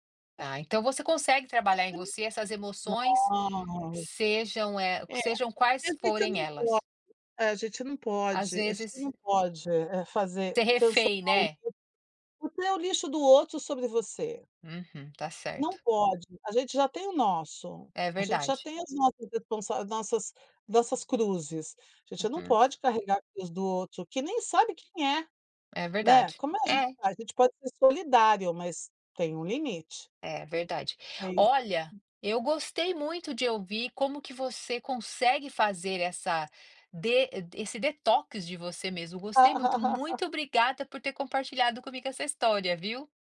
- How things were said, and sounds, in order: unintelligible speech; tapping; laugh
- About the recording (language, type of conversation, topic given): Portuguese, podcast, Qual é a relação entre fama digital e saúde mental hoje?